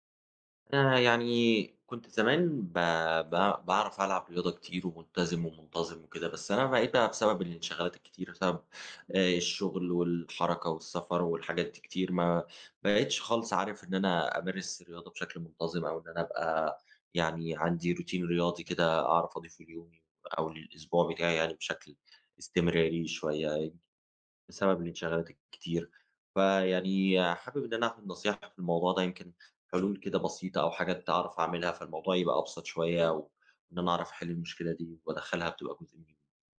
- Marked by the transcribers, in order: tapping
- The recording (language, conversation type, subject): Arabic, advice, إزاي أقدر ألتزم بالتمرين بشكل منتظم رغم إنّي مشغول؟